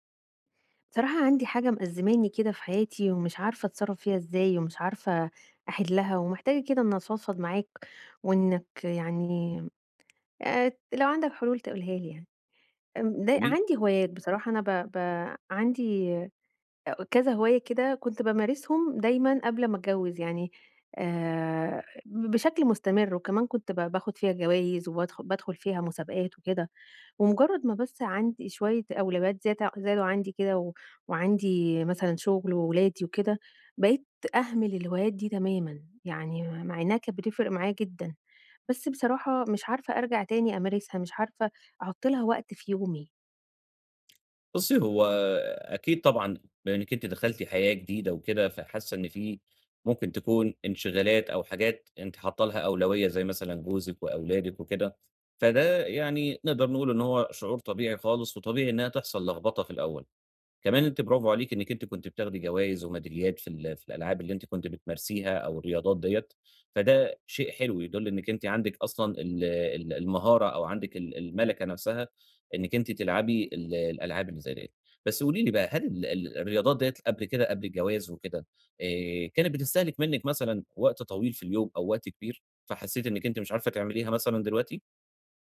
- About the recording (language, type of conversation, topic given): Arabic, advice, إزاي أقدر أستمر في ممارسة هواياتي رغم ضيق الوقت وكتر الانشغالات اليومية؟
- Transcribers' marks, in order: tapping; other background noise